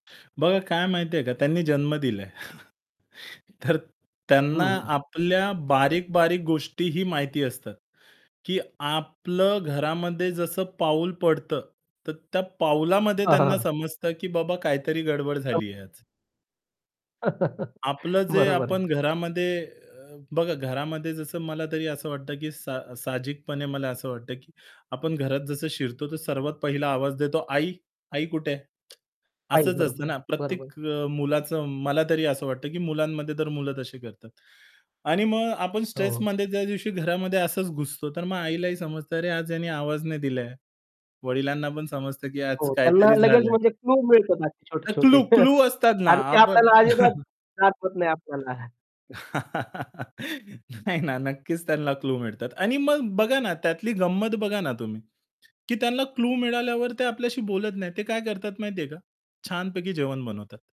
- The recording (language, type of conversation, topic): Marathi, podcast, एक व्यस्त दिवस संपल्यानंतर तुम्ही स्वतःला कसं शांत करता?
- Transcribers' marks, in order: chuckle; inhale; laughing while speaking: "तर"; static; distorted speech; laughing while speaking: "हां, हां"; unintelligible speech; other background noise; chuckle; laughing while speaking: "बरोबर आहे"; tsk; chuckle; laugh